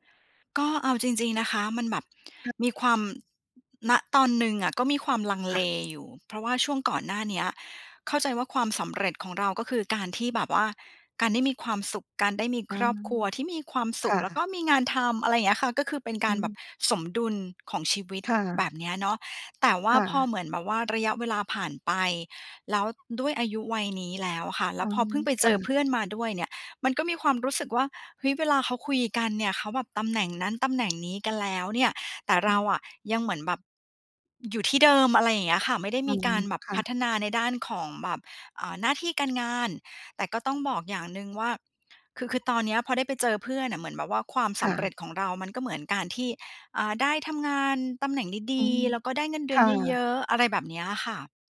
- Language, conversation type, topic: Thai, advice, ควรเริ่มยังไงเมื่อฉันมักเปรียบเทียบความสำเร็จของตัวเองกับคนอื่นแล้วรู้สึกท้อ?
- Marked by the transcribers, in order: none